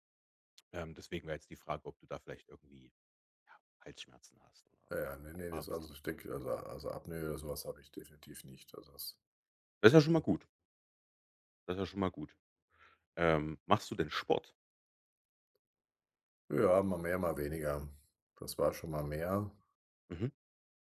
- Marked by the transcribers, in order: none
- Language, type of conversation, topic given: German, advice, Wie beeinträchtigt Schnarchen von dir oder deinem Partner deinen Schlaf?